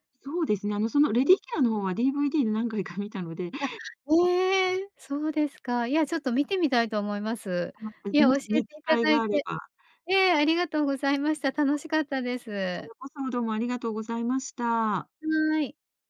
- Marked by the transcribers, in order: other background noise
- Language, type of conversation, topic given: Japanese, podcast, 好きな映画の悪役で思い浮かぶのは誰ですか？